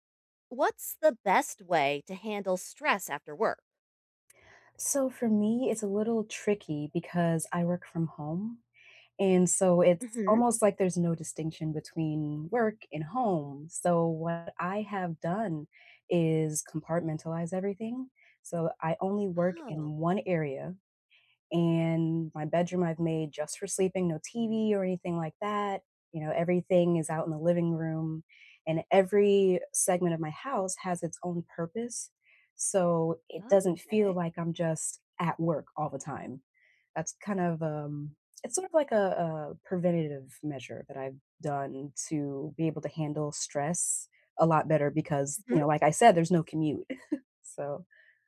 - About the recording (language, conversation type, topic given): English, unstructured, What’s the best way to handle stress after work?
- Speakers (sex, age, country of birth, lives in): female, 35-39, United States, United States; female, 40-44, United States, United States
- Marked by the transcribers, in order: tapping; chuckle